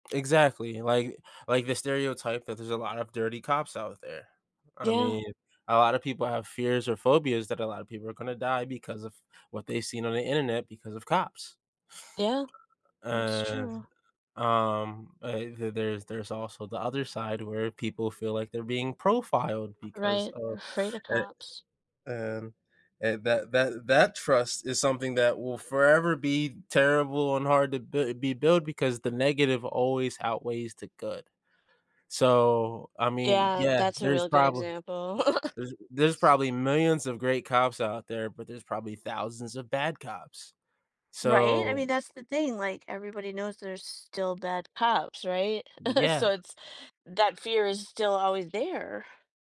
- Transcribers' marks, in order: other background noise; laughing while speaking: "profiled"; laugh; chuckle
- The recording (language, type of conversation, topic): English, unstructured, What steps are most important when trying to rebuild trust in a relationship?
- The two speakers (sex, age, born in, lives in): female, 50-54, United States, United States; male, 30-34, United States, United States